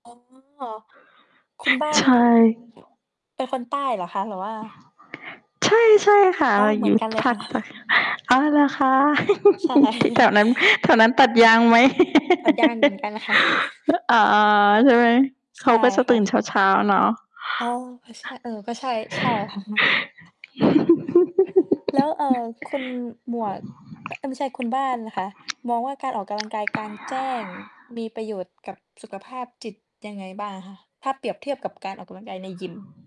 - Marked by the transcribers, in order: distorted speech; other background noise; laugh; chuckle; laughing while speaking: "ใช่"; chuckle; laugh; chuckle; chuckle; laugh; mechanical hum
- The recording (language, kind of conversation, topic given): Thai, unstructured, ระหว่างการออกกำลังกายในยิมกับการออกกำลังกายกลางแจ้ง คุณคิดว่าแบบไหนเหมาะกับคุณมากกว่ากัน?
- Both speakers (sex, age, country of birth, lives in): female, 20-24, Thailand, Belgium; female, 45-49, Thailand, Thailand